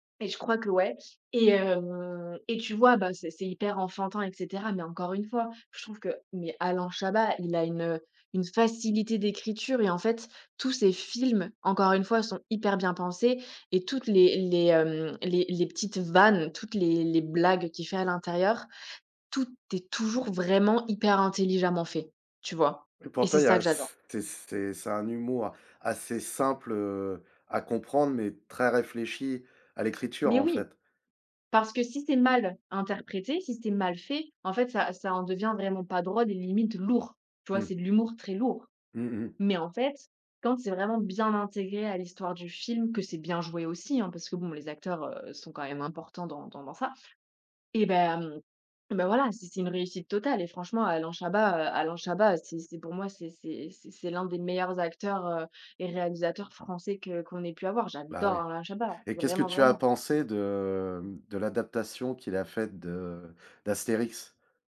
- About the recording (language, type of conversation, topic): French, podcast, Quel livre ou quel film t’accompagne encore au fil des années ?
- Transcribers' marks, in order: drawn out: "hem"